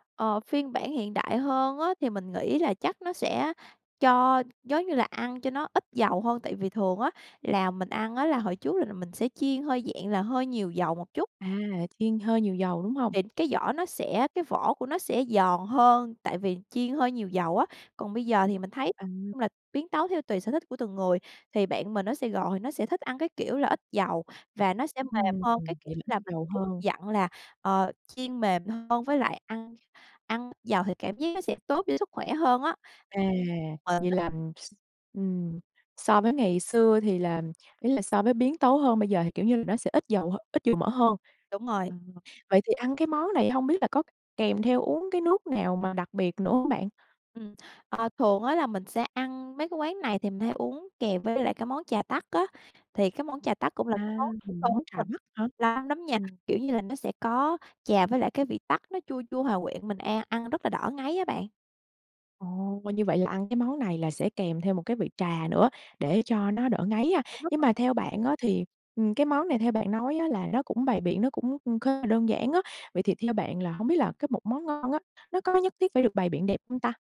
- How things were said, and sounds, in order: tapping; unintelligible speech; "là" said as "lằm"; unintelligible speech; unintelligible speech
- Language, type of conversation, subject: Vietnamese, podcast, Món ăn đường phố bạn thích nhất là gì, và vì sao?